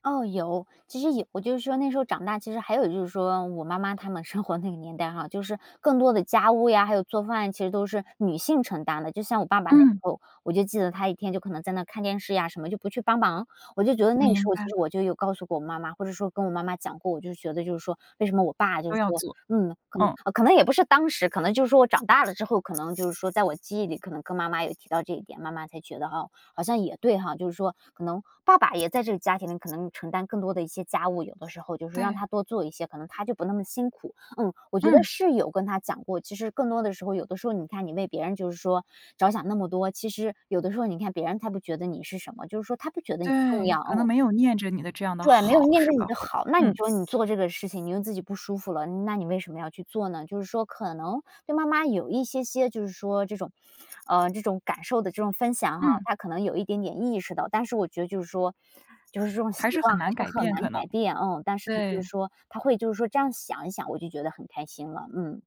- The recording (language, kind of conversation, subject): Chinese, podcast, 你觉得父母的管教方式对你影响大吗？
- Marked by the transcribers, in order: laughing while speaking: "生活"; other background noise